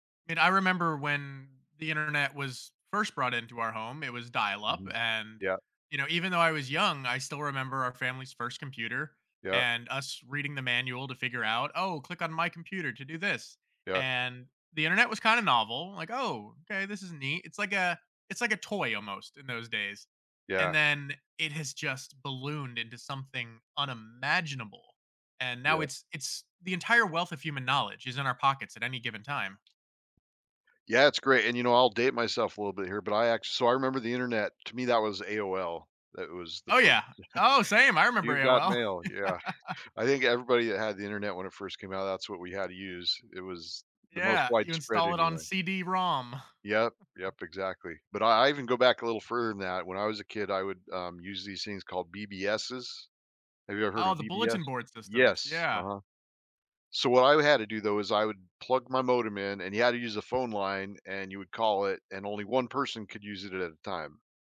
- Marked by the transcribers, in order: stressed: "unimaginable"; other background noise; laughing while speaking: "yeah"; laughing while speaking: "Oh, yeah"; chuckle
- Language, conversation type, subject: English, unstructured, How have major inventions throughout history shaped the way we live today?
- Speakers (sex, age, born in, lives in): male, 35-39, United States, United States; male, 55-59, United States, United States